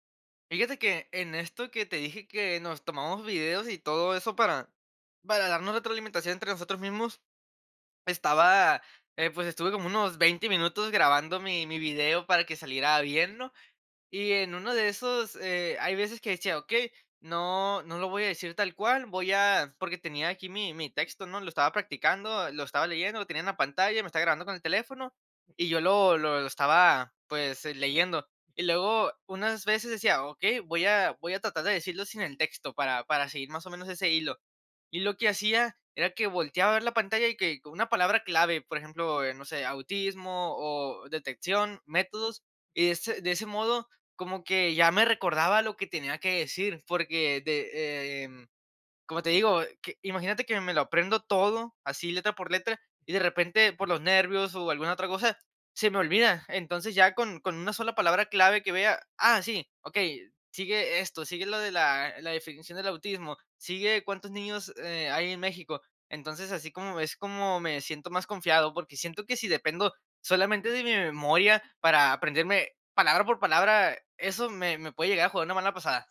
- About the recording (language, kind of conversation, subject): Spanish, podcast, ¿Qué métodos usas para estudiar cuando tienes poco tiempo?
- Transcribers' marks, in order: tapping